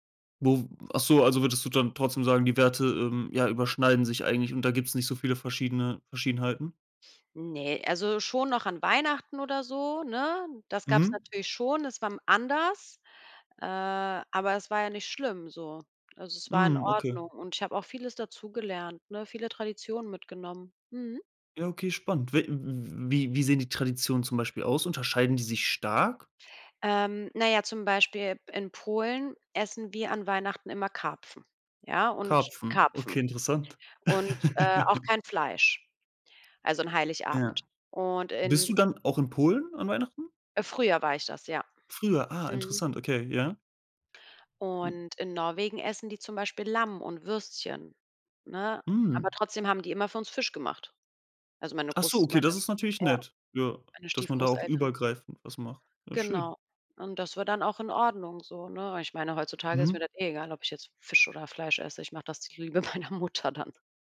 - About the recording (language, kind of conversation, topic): German, podcast, Wie klingt die Sprache bei euch zu Hause?
- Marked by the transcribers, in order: laugh; laughing while speaking: "meiner Mutter dann"